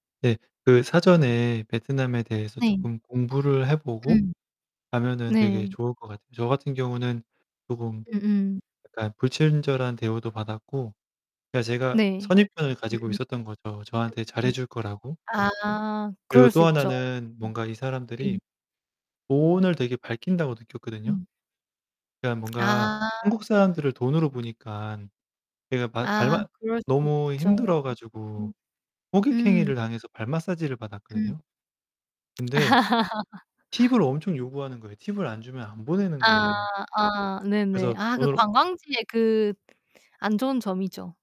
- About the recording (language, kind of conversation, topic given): Korean, unstructured, 여행 중 가장 불쾌했던 경험은 무엇인가요?
- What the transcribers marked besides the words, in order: distorted speech; tapping; unintelligible speech; laugh; other background noise